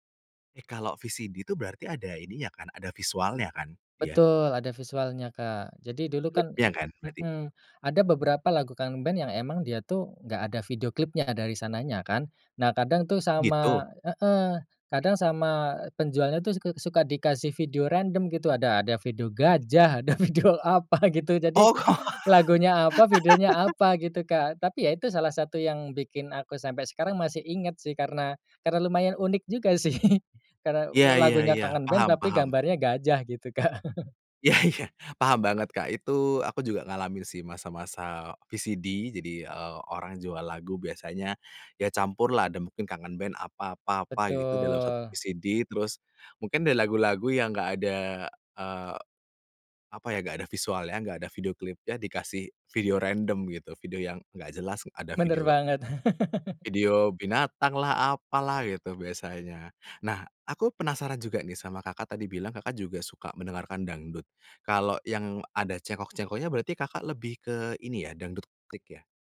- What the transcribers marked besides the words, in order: in English: "VCD"; laughing while speaking: "ada video apa gitu"; laughing while speaking: "Oh"; laugh; laughing while speaking: "sih"; laughing while speaking: "Kak"; chuckle; laughing while speaking: "Iya iya"; in English: "VCD"; in English: "VCD"; laugh
- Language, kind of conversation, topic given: Indonesian, podcast, Pernahkah ada lagu yang memicu perdebatan saat kalian membuat daftar putar bersama?